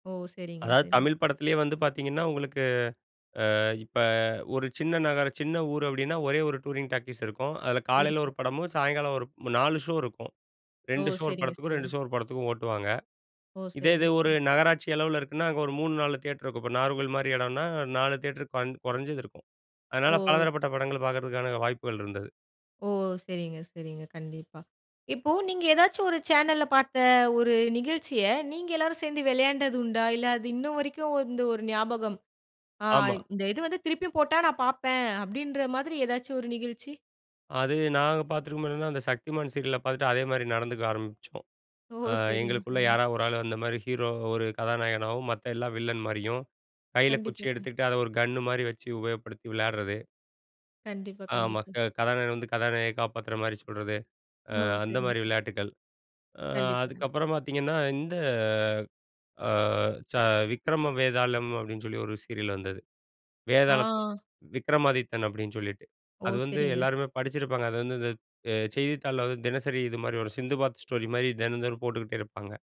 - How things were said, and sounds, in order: in English: "டூரிங் டாக்கீஸ்"; in English: "ஷோ"; unintelligible speech; drawn out: "ஆ"; in English: "ஸ்டோரி"
- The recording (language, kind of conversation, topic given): Tamil, podcast, குழந்தைப் பருவத்தில் உங்கள் மனதில் நிலைத்திருக்கும் தொலைக்காட்சி நிகழ்ச்சி எது, அதைப் பற்றி சொல்ல முடியுமா?